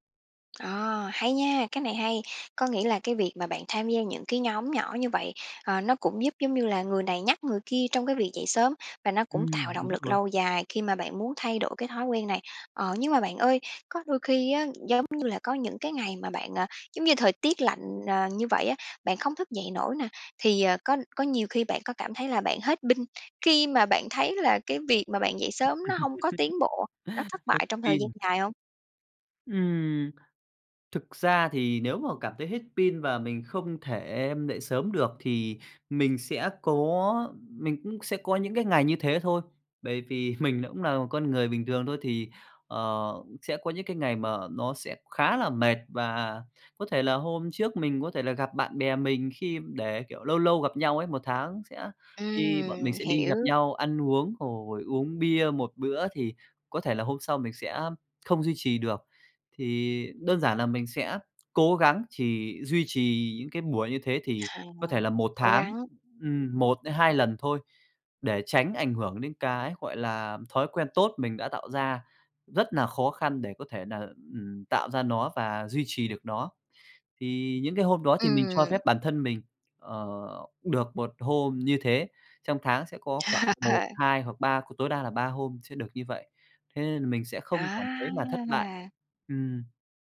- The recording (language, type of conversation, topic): Vietnamese, podcast, Bạn làm thế nào để duy trì động lực lâu dài khi muốn thay đổi?
- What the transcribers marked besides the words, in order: tapping; chuckle; laughing while speaking: "mình"; other background noise; chuckle